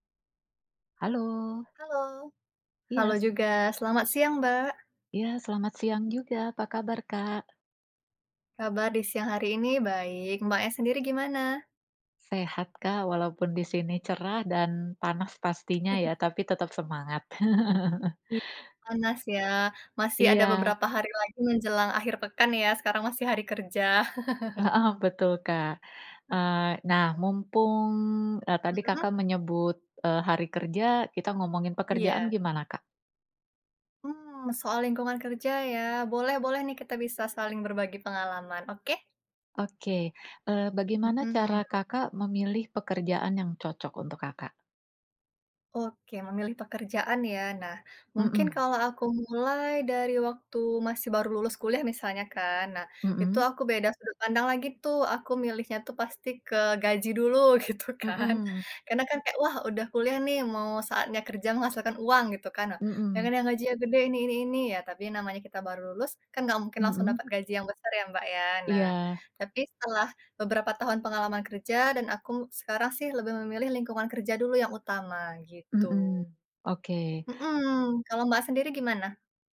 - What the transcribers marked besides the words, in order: tapping; chuckle; laugh; other background noise; chuckle; laughing while speaking: "gitu kan"
- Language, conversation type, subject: Indonesian, unstructured, Bagaimana cara kamu memilih pekerjaan yang paling cocok untukmu?